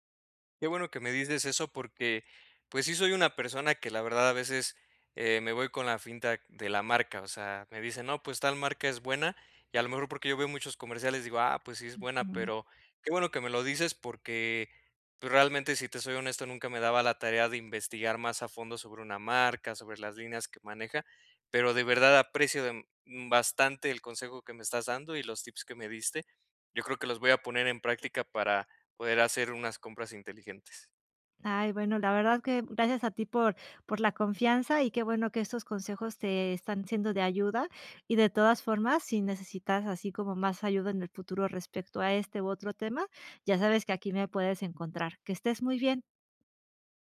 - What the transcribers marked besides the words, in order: tapping
- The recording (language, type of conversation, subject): Spanish, advice, ¿Cómo puedo encontrar productos con buena relación calidad-precio?